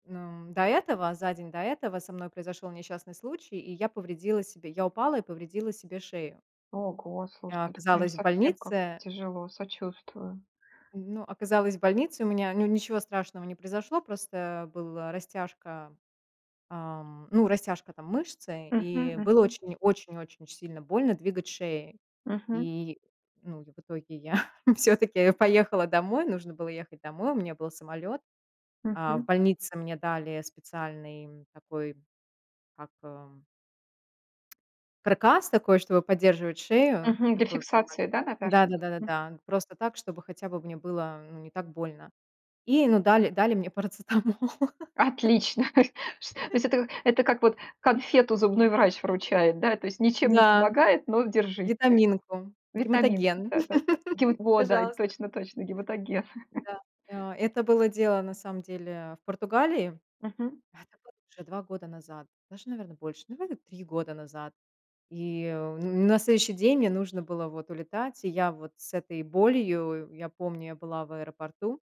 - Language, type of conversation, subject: Russian, podcast, Расскажите о случае, когда незнакомец выручил вас в путешествии?
- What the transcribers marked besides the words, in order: chuckle; tongue click; other background noise; laughing while speaking: "парацетамол"; laughing while speaking: "Отлично! То есть то есть это"; chuckle; laugh; chuckle